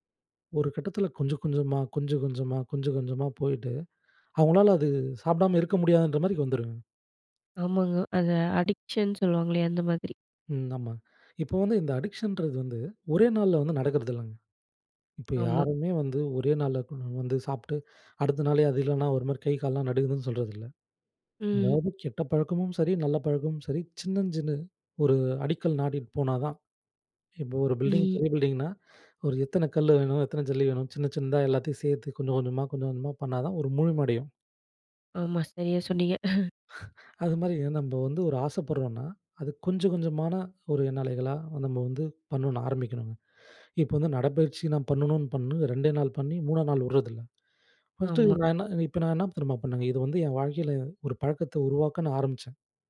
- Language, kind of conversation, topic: Tamil, podcast, மாறாத பழக்கத்தை மாற்ற ஆசை வந்தா ஆரம்பம் எப்படி?
- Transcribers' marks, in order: in English: "அடிக்ஷன்"; in English: "அடிக்ஷன்றது"; other background noise; other noise; chuckle; lip smack; in English: "ஃபஸ்ட்டு"